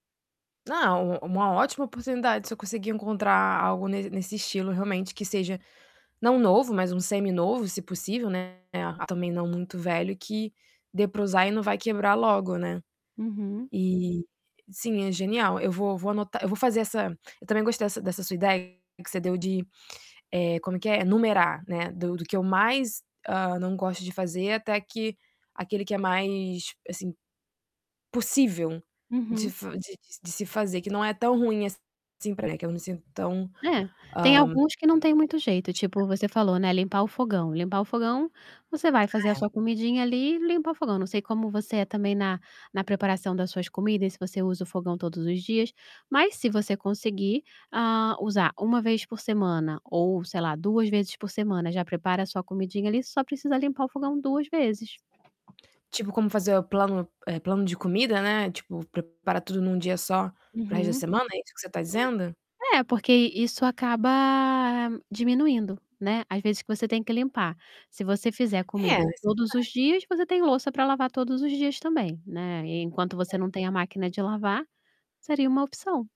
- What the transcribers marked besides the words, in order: distorted speech; other background noise; tapping; static
- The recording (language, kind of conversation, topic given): Portuguese, advice, Por que eu sempre adio tarefas em busca de gratificação imediata?